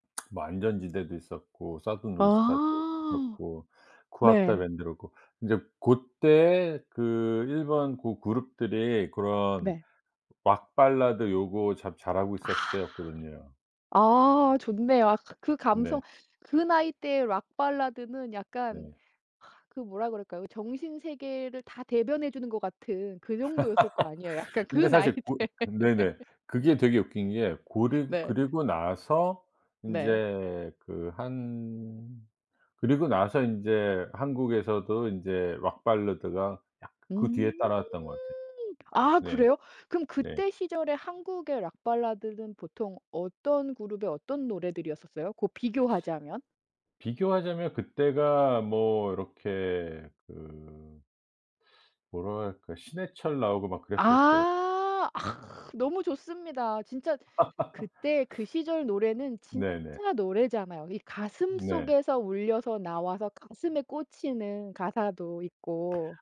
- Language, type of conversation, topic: Korean, podcast, 다시 듣고 싶은 옛 노래가 있으신가요?
- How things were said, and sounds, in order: tapping; other background noise; laugh; laughing while speaking: "나이 때. 네"; laugh; other noise; laugh